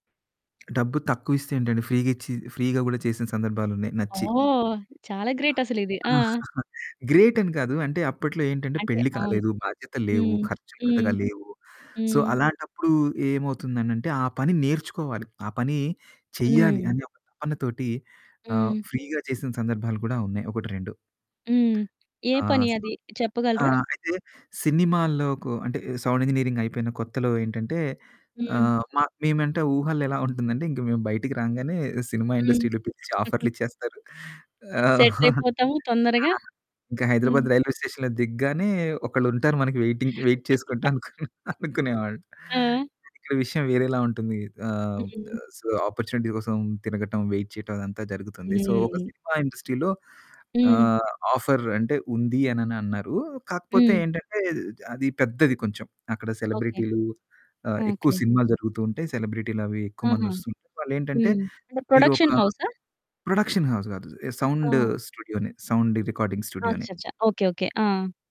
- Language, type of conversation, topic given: Telugu, podcast, పని ద్వారా మీకు సంతోషం కలగాలంటే ముందుగా ఏం అవసరం?
- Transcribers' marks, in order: other background noise; in English: "ఫ్రీగా"; in English: "గ్రేట్"; chuckle; in English: "గ్రేటని"; in English: "సో"; in English: "ఫ్రీగా"; in English: "సో"; in English: "సౌండ్ ఇంజినీరింగ్"; in English: "ఇండస్ట్రీలో"; in English: "ఆఫర్‌లిచ్చేస్తారు"; chuckle; in English: "రైల్వే స్టేషన్‌లో"; in English: "వేయిటింగ్ వేయిట్"; laughing while speaking: "అనుకుని అనుకునేవాన్ని"; chuckle; in English: "సో ఆపార్చునిటీస్"; in English: "వేయిట్"; in English: "సో"; in English: "ఇండస్ట్రీలో"; in English: "ఆఫర్"; in English: "ప్రొడక్షన్"; in English: "ప్రొడక్షన్ హౌస్"; in English: "సౌండ్ స్టూడియోనె. సౌండ్ రికార్డింగ్ స్టూడియోనె"